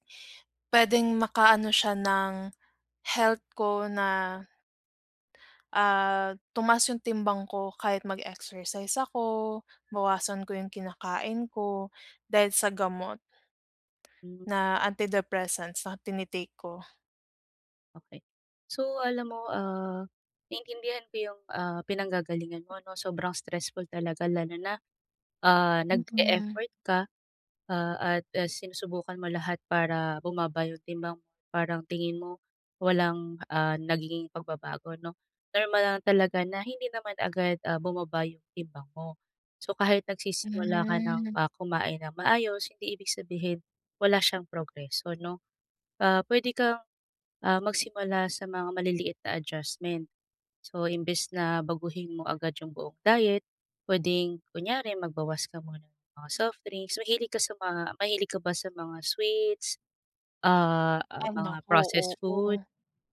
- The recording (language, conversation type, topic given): Filipino, advice, Bakit hindi bumababa ang timbang ko kahit sinusubukan kong kumain nang masustansiya?
- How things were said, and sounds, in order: none